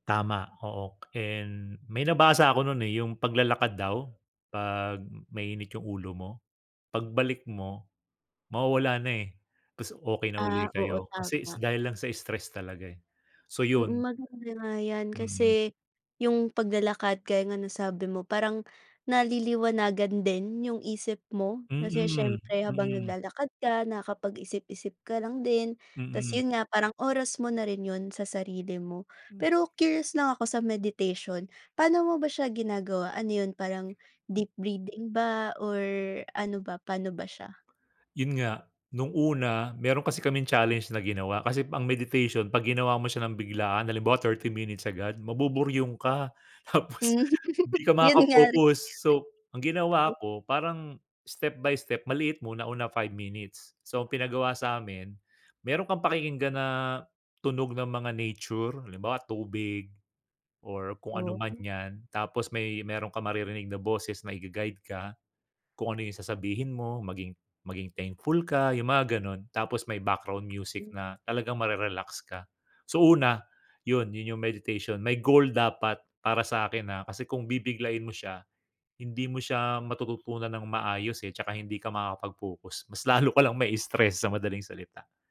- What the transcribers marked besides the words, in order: tapping; laughing while speaking: "Hmm, 'yon nga rin"; laughing while speaking: "Tapos"; other background noise
- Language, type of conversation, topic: Filipino, podcast, Ano ang ginagawa mo para mabawasan ang stress?